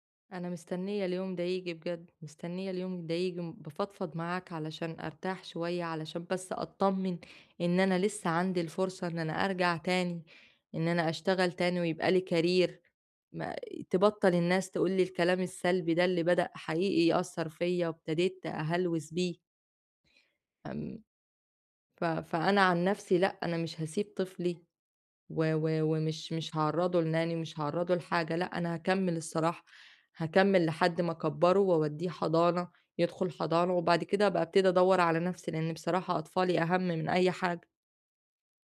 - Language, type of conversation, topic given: Arabic, advice, إزاي أبدأ أواجه الكلام السلبي اللي جوايا لما يحبطني ويخلّيني أشك في نفسي؟
- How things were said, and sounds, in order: in English: "career"; other background noise; in English: "لNanny"